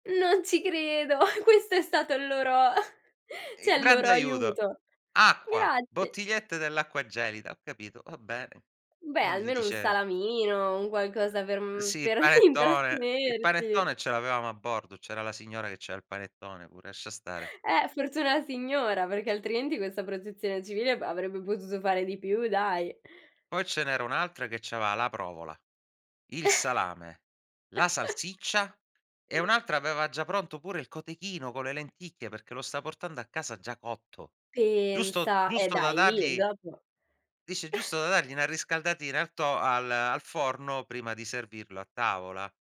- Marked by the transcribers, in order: chuckle; chuckle; "cioè" said as "ceh"; other noise; laughing while speaking: "intrattenerti"; other background noise; "c'aveva" said as "avea"; chuckle; tapping; drawn out: "Pensa"; chuckle
- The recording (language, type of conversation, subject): Italian, podcast, Come hai gestito la situazione quando hai perso un treno o ti è saltata una coincidenza?